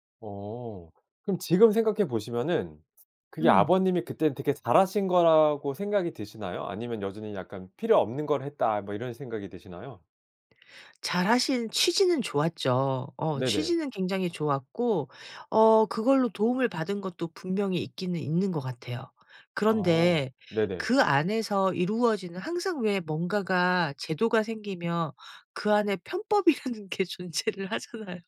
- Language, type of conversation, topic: Korean, podcast, 집안에서 대대로 이어져 내려오는 전통에는 어떤 것들이 있나요?
- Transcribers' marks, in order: other background noise; laughing while speaking: "편법이라는 게 존재를 하잖아요"